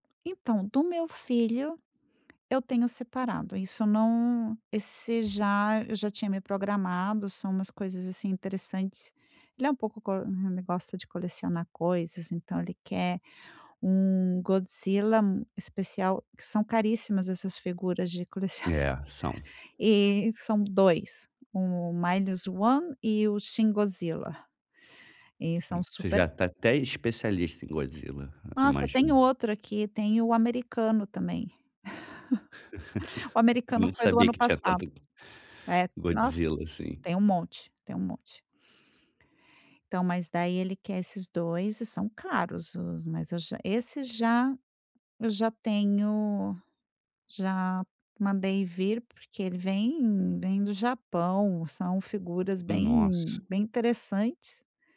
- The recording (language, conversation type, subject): Portuguese, advice, Como posso comprar presentes e roupas com um orçamento limitado?
- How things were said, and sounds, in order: tapping; other street noise; laughing while speaking: "colecionáveis"; chuckle